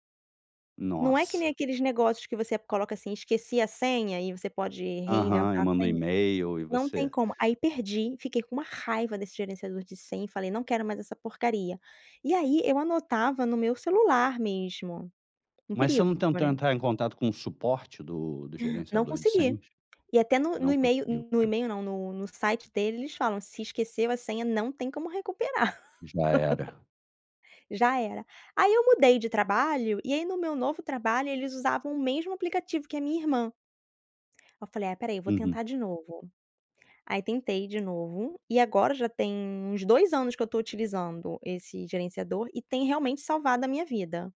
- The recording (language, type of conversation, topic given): Portuguese, podcast, Como você protege suas senhas hoje em dia?
- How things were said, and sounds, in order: tapping; laugh